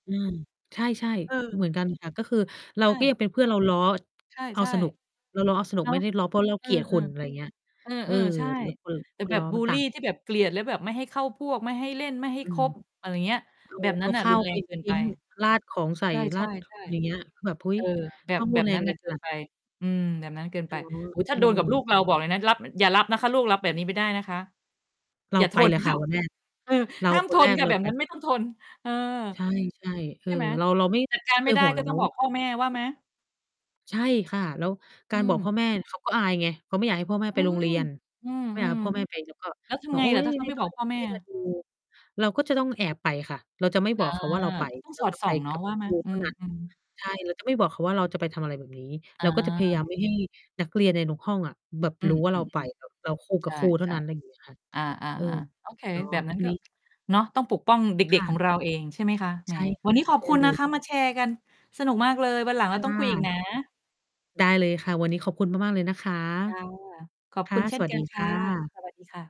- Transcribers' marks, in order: other background noise; mechanical hum; distorted speech; tapping; static
- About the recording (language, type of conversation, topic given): Thai, unstructured, ทำไมเด็กบางคนถึงถูกเพื่อนรังแก?